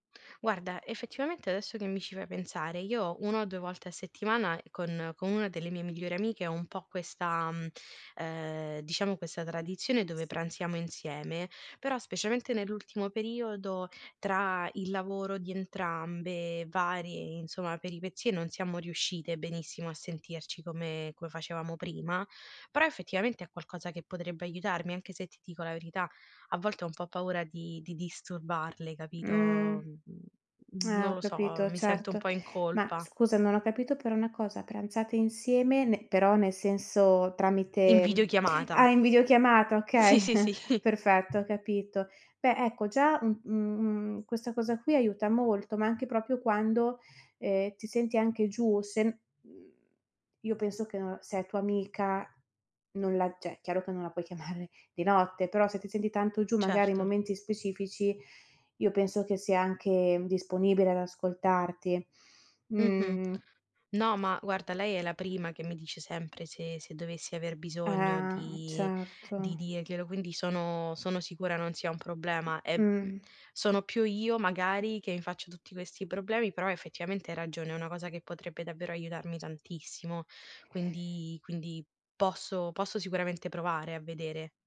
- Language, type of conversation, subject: Italian, advice, Come descriveresti il tuo trasferimento in una nuova città e come ti stai adattando al cambiamento sociale?
- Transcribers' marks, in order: chuckle; tapping; laughing while speaking: "sì"; "proprio" said as "propio"; "cioè" said as "ceh"; laughing while speaking: "chiamare"; other background noise